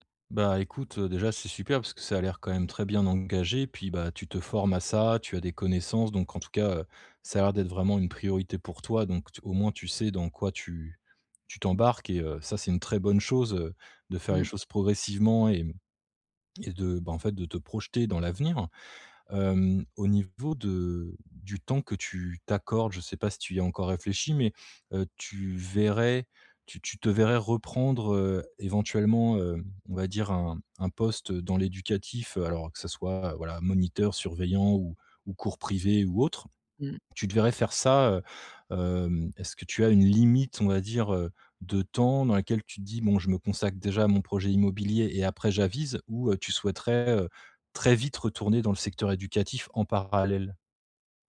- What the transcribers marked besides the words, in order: none
- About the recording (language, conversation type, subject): French, advice, Comment puis-je clarifier mes valeurs personnelles pour choisir un travail qui a du sens ?